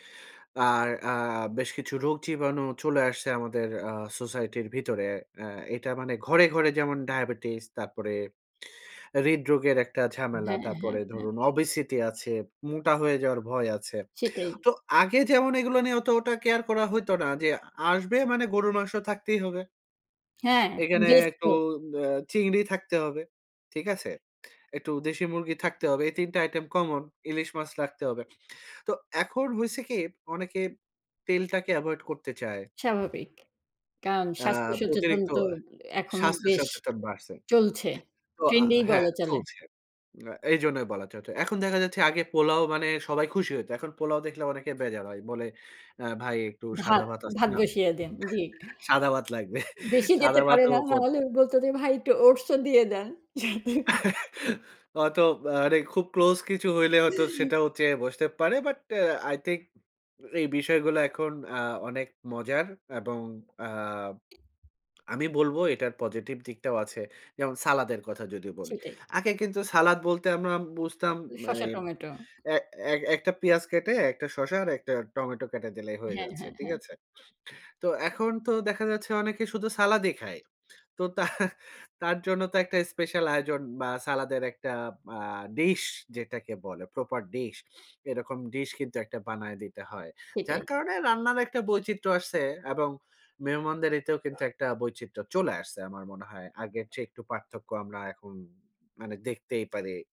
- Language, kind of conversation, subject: Bengali, podcast, অতিথি আপ্যায়নে আপনার কোনো বিশেষ কৌশল আছে কি?
- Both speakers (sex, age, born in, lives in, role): female, 40-44, Bangladesh, Finland, host; male, 40-44, Bangladesh, Finland, guest
- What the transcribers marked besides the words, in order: other background noise; chuckle; chuckle; chuckle; laughing while speaking: "তার"